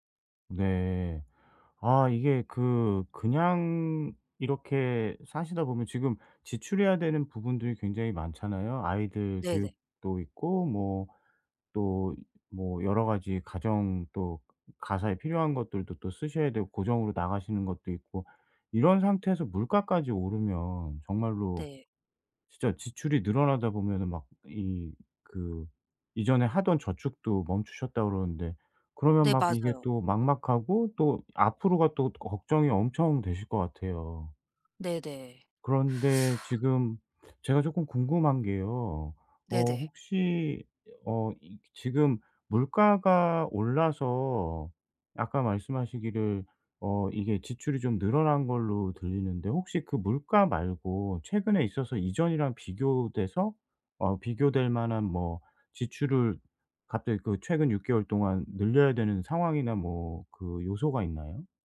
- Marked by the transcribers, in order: teeth sucking; other background noise; teeth sucking
- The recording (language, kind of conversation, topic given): Korean, advice, 현금흐름을 더 잘 관리하고 비용을 줄이려면 어떻게 시작하면 좋을까요?